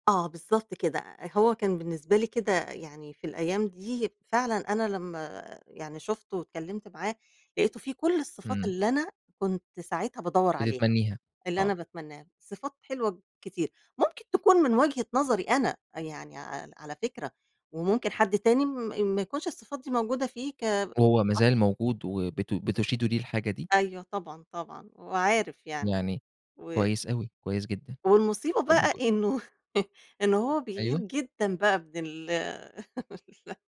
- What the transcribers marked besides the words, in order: unintelligible speech; chuckle; laugh
- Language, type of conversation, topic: Arabic, podcast, إنت بتفضّل تختار شريك حياتك على أساس القيم ولا المشاعر؟